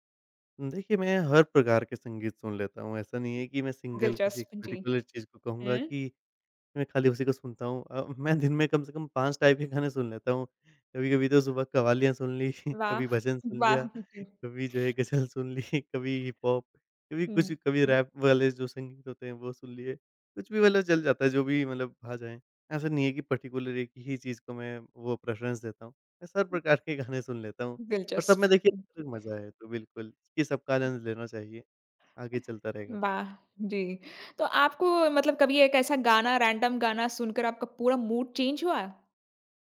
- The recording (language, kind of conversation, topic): Hindi, podcast, आप नए गाने कैसे ढूँढ़ते हैं?
- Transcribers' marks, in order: dog barking; in English: "सिंगल"; in English: "पर्टिकुलर"; laughing while speaking: "मैं दिन में कम से … सुन लेता हूँ"; in English: "टाइप"; laughing while speaking: "कव्वालियाँ सुन ली, कभी भजन … गज़ल सुन ली"; in English: "पर्टिकुलर"; in English: "प्रेफ्ररेंस"; laughing while speaking: "प्रकार के गाने सुन लेता हूँ"; other background noise; unintelligible speech; in English: "रैंडम"; in English: "मूड चेंज"